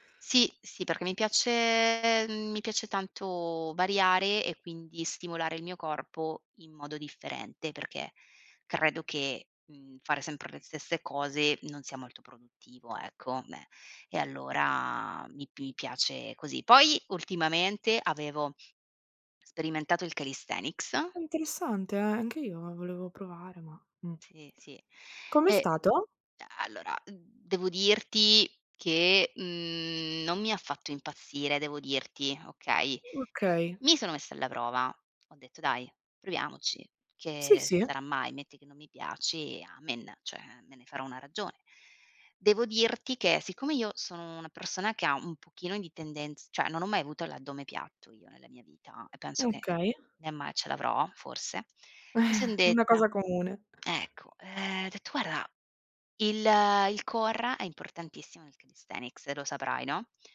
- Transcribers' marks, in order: "Cioè" said as "ceh"; "cioè" said as "ceh"; laughing while speaking: "Eh"; in English: "core"
- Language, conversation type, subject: Italian, unstructured, Come posso restare motivato a fare esercizio ogni giorno?